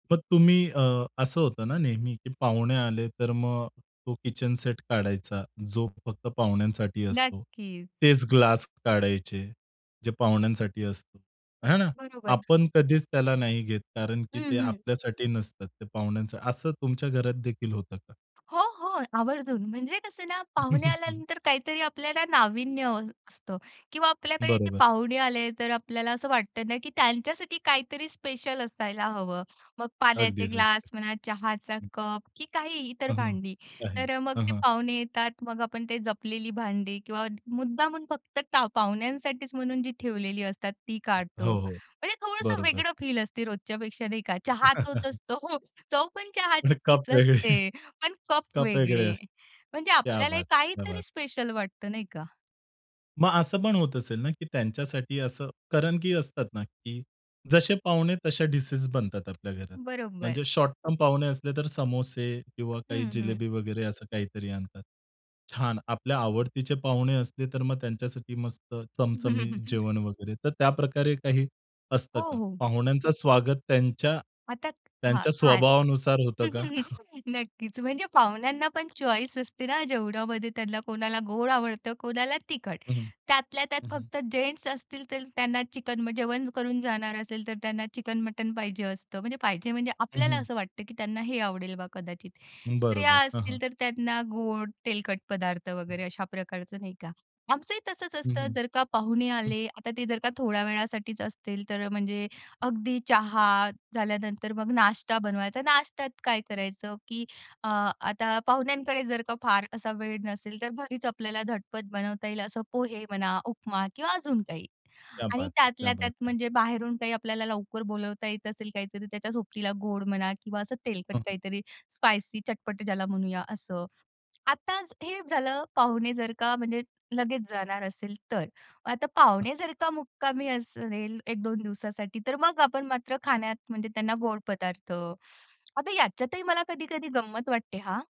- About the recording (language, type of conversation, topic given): Marathi, podcast, तुमच्या घरात पाहुण्यांचं स्वागत कसं केलं जातं?
- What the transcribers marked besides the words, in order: other background noise; chuckle; tapping; chuckle; laughing while speaking: "असतो"; chuckle; in Hindi: "क्या बात है! क्या बात है!"; in English: "शॉर्टटर्म"; laugh; chuckle; in English: "चॉईस"; in Hindi: "क्या बात है! क्या बात है!"